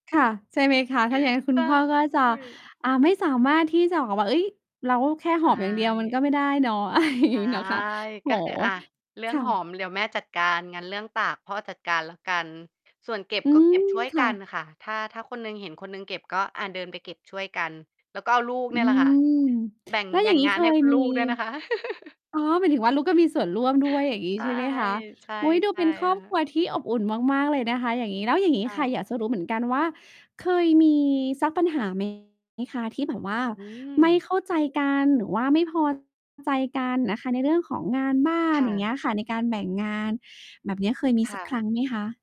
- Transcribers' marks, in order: distorted speech; laughing while speaking: "อะไรอย่างงี้เนาะคะ"; laugh; mechanical hum
- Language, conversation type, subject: Thai, podcast, การแบ่งงานบ้านในบ้านคุณเป็นอย่างไร?